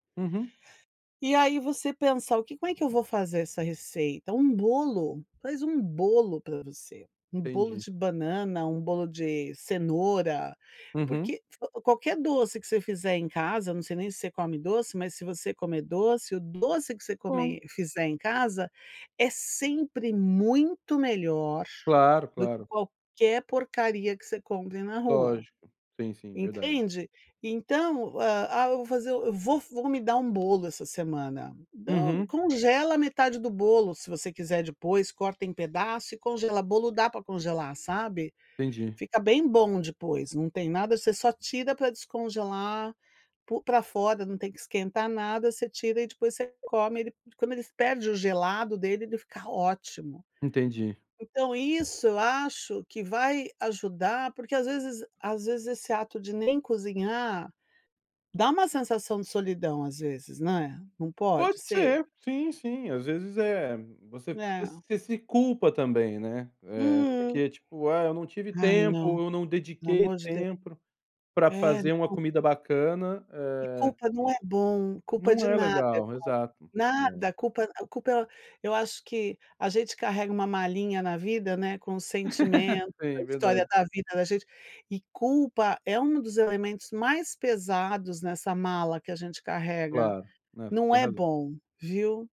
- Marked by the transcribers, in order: other background noise; tapping; "tempo" said as "tempro"; laugh
- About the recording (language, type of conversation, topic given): Portuguese, advice, Como posso recuperar a motivação para cozinhar refeições saudáveis?